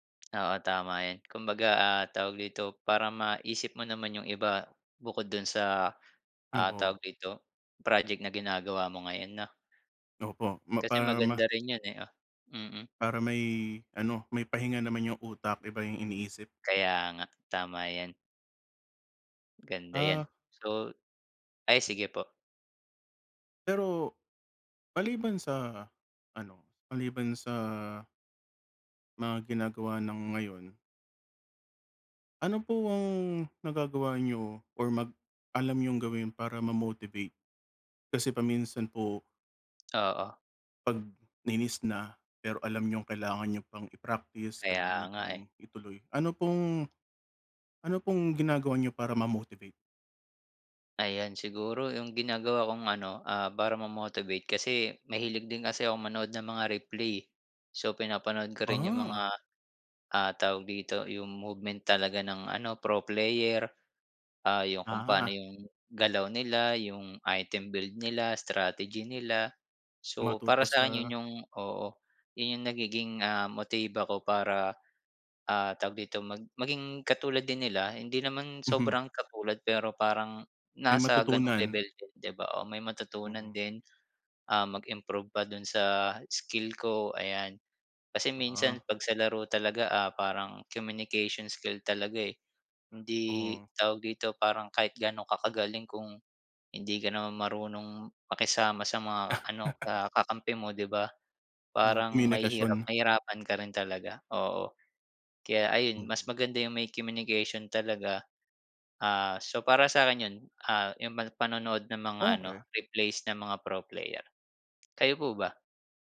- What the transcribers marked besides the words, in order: tapping; in English: "pro player"; other background noise; in English: "item build"; chuckle
- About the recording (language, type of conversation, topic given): Filipino, unstructured, Paano mo naiiwasan ang pagkadismaya kapag nahihirapan ka sa pagkatuto ng isang kasanayan?
- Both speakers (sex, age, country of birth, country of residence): male, 25-29, Philippines, Philippines; male, 35-39, Philippines, United States